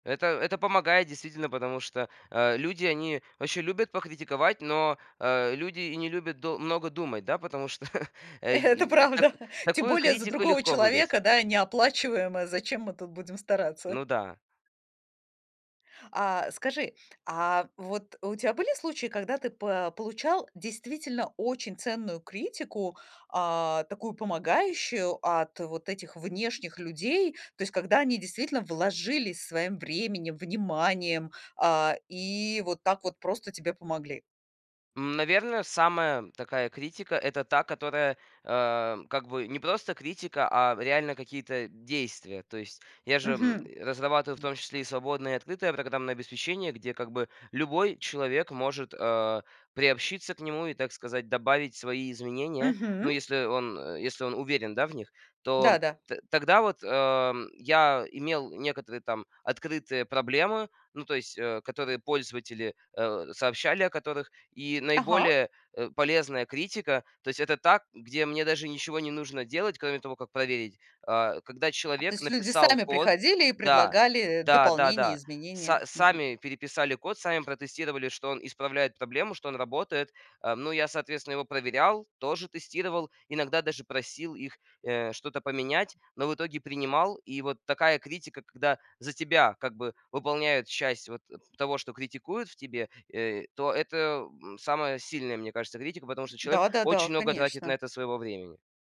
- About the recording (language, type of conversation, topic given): Russian, podcast, Показываете ли вы рабочие черновики и зачем?
- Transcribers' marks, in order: laughing while speaking: "Это правда"; chuckle; tapping; other background noise